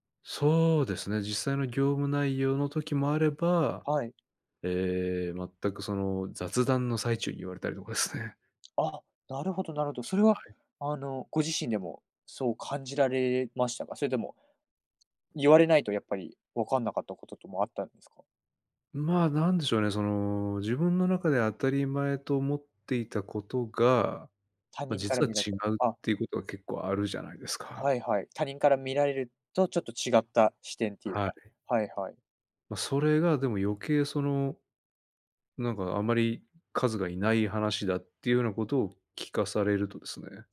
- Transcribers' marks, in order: none
- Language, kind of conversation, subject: Japanese, podcast, 誰かの一言で人生が変わった経験はありますか？